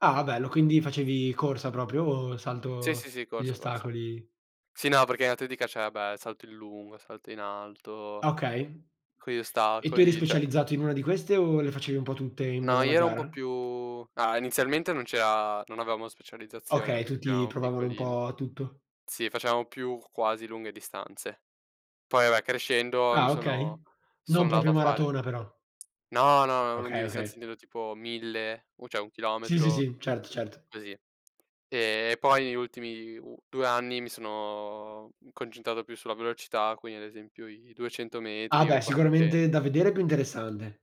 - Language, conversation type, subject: Italian, unstructured, Quali sport ti piacciono di più e perché?
- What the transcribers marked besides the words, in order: "cioè" said as "ceh"; other background noise; tapping; "proprio" said as "propio"